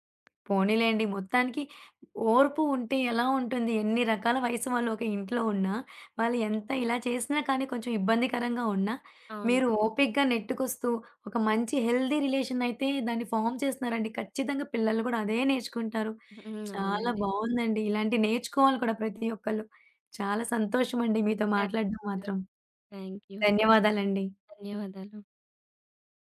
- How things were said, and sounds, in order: tapping; other background noise; in English: "హెల్తీ రిలేషన్"; in English: "ఫార్మ్"; in English: "థాంక్ యూ. థాంక్ యూ"
- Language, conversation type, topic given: Telugu, podcast, విభిన్న వయస్సులవారి మధ్య మాటలు అపార్థం కావడానికి ప్రధాన కారణం ఏమిటి?